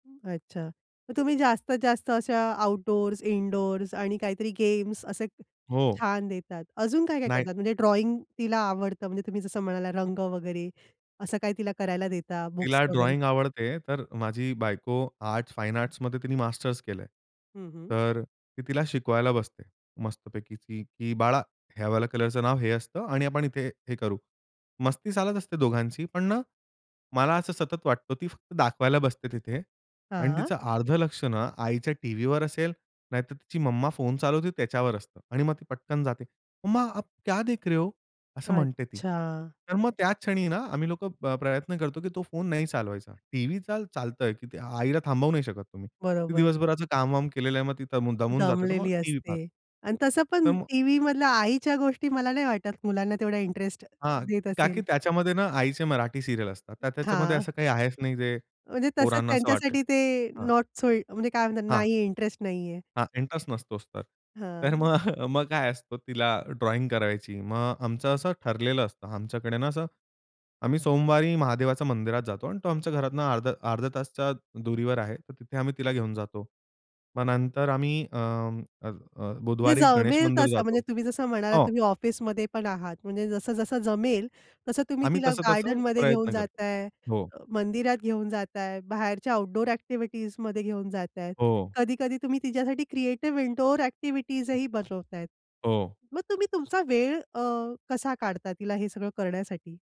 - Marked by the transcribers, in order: other background noise; in English: "ड्रॉइंग"; in English: "ड्रॉइंग"; in Hindi: "आप क्या देख रहे हो?"; in English: "सीरियल"; in English: "नॉट सो"; laughing while speaking: "मग"; in English: "ड्रॉइंग"; in English: "क्रिएटिव्ह इनडोअर ॲक्टिव्हिटीजही"
- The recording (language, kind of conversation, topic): Marathi, podcast, मुलांच्या पडद्यावरच्या वेळेचं नियमन तुम्ही कसं कराल?